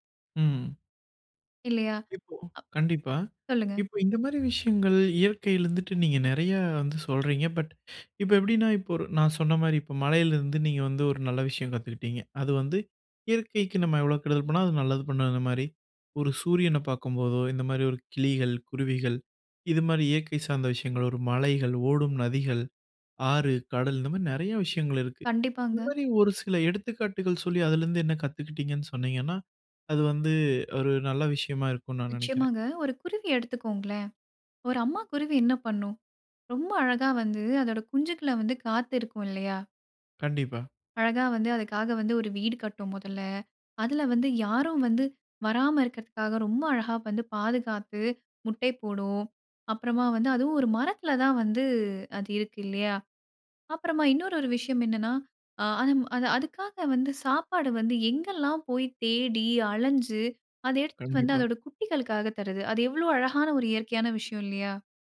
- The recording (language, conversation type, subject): Tamil, podcast, நீங்கள் இயற்கையிடமிருந்து முதலில் கற்றுக் கொண்ட பாடம் என்ன?
- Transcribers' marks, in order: other background noise; in English: "பட்"; "அதுவும்" said as "அதும்"